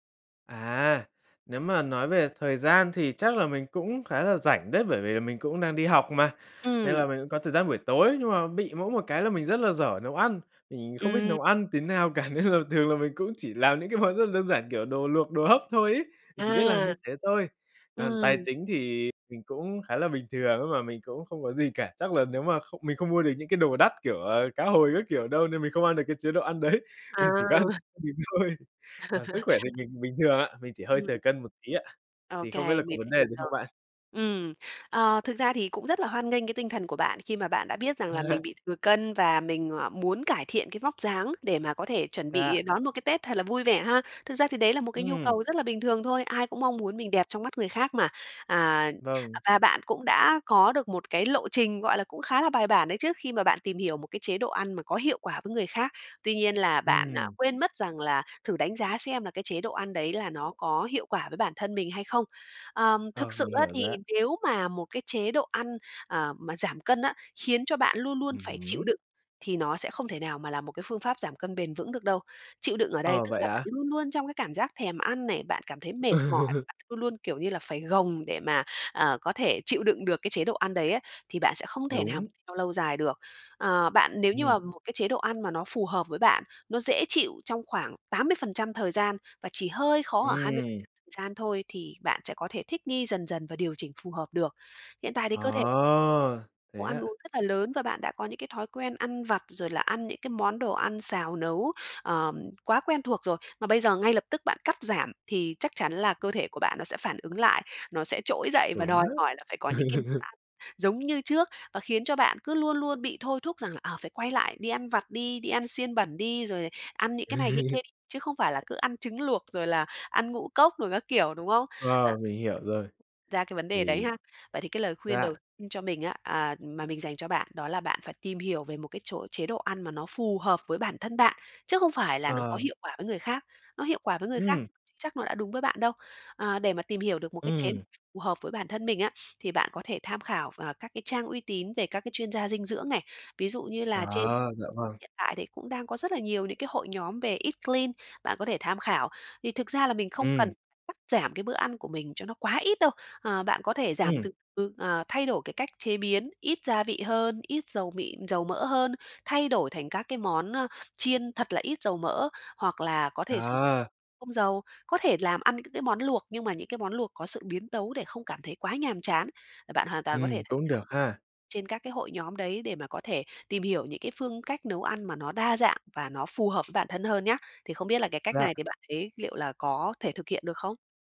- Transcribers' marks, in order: laughing while speaking: "nên là thường"; laughing while speaking: "món"; tapping; laughing while speaking: "đấy, mình chỉ có ăn mình thôi"; unintelligible speech; laugh; laugh; laugh; other background noise; laugh; laugh; in English: "eat clean"
- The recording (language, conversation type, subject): Vietnamese, advice, Làm sao để không thất bại khi ăn kiêng và tránh quay lại thói quen cũ?